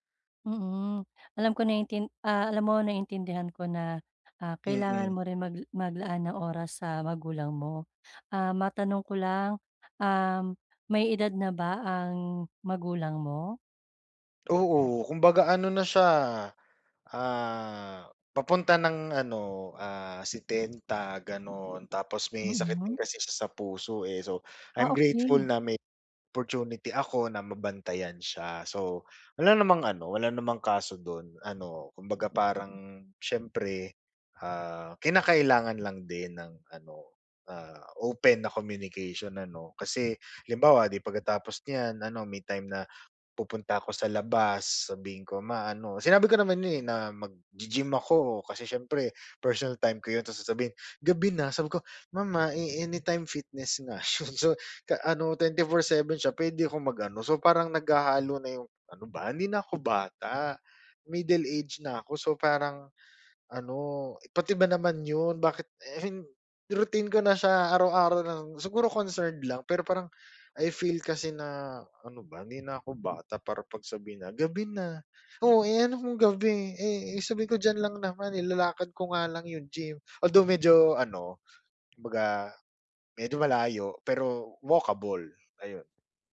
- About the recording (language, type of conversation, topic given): Filipino, advice, Paano ko mapoprotektahan ang personal kong oras mula sa iba?
- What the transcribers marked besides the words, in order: tapping; other background noise; wind; laughing while speaking: "'yun so"